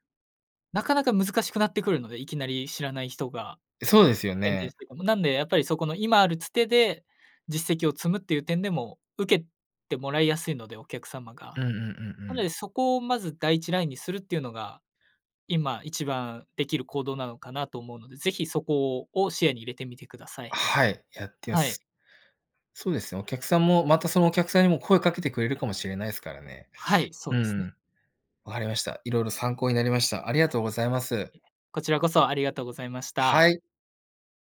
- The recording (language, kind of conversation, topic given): Japanese, advice, 失敗が怖くて完璧を求めすぎてしまい、行動できないのはどうすれば改善できますか？
- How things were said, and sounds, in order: none